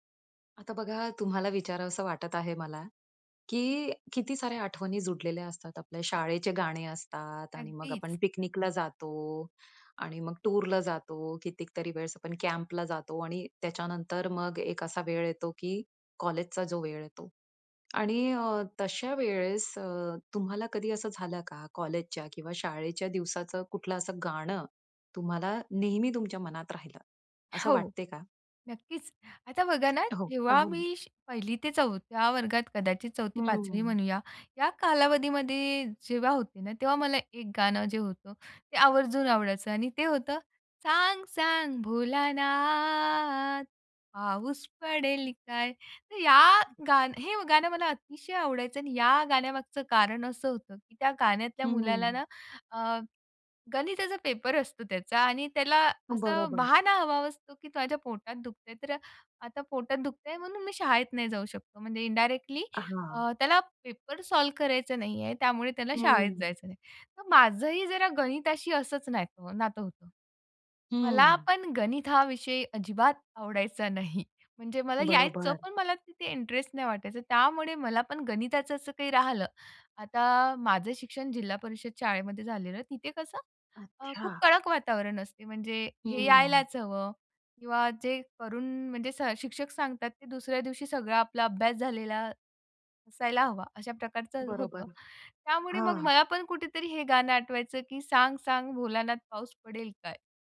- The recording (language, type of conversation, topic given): Marathi, podcast, शाळा किंवा कॉलेजच्या दिवसांची आठवण करून देणारं तुमचं आवडतं गाणं कोणतं आहे?
- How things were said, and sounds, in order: other background noise; tapping; singing: "सांग-सांग भोलानाथ पाऊस पडेल काय?"; in English: "सॉल्व्ह"; stressed: "अजिबात"